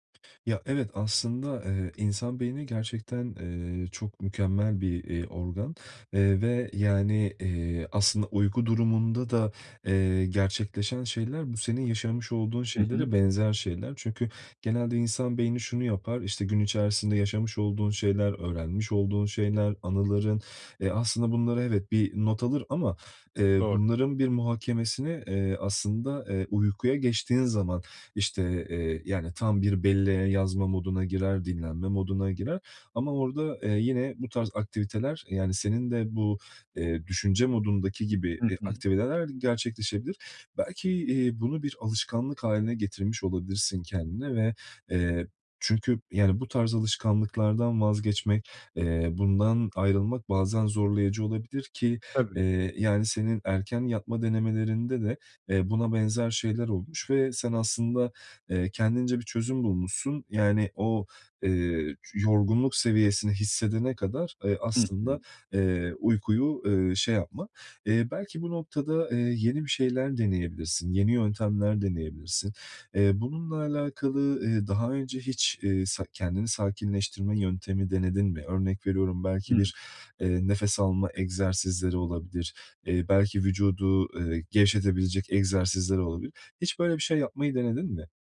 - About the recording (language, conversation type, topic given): Turkish, advice, Uyumadan önce zihnimi sakinleştirmek için hangi basit teknikleri deneyebilirim?
- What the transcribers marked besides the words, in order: other background noise; tapping